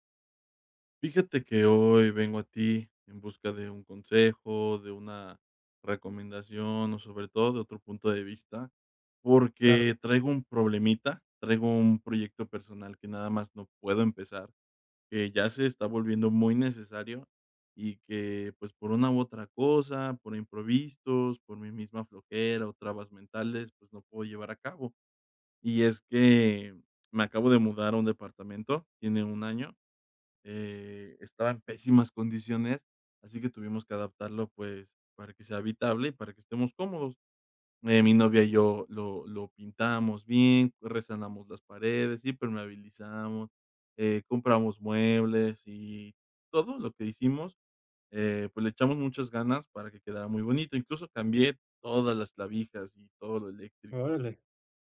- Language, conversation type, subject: Spanish, advice, ¿Cómo puedo dividir un gran objetivo en pasos alcanzables?
- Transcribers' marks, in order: "imprevistos" said as "improvistos"